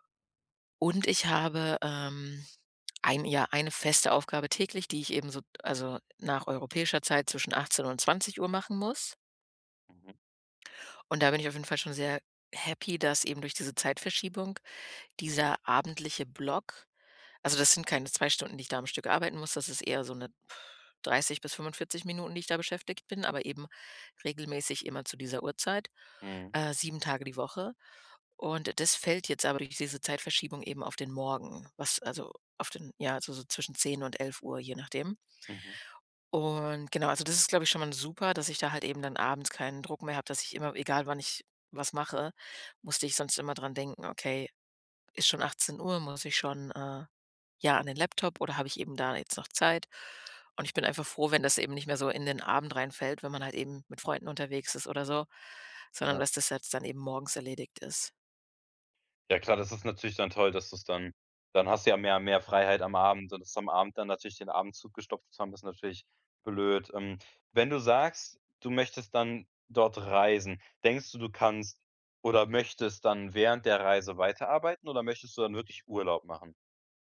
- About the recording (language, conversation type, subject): German, advice, Wie plane ich eine Reise stressfrei und ohne Zeitdruck?
- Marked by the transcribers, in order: blowing